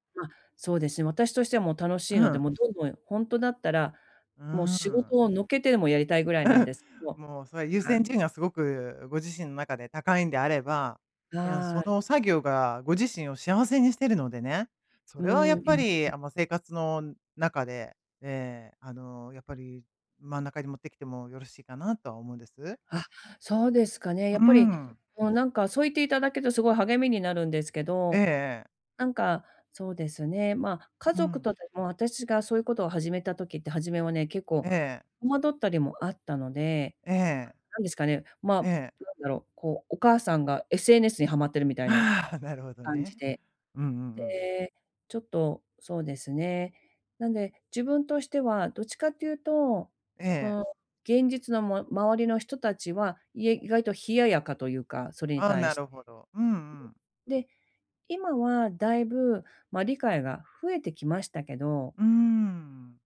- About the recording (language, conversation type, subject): Japanese, advice, 仕事以外で自分の価値をどうやって見つけられますか？
- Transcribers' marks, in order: unintelligible speech; tapping; other background noise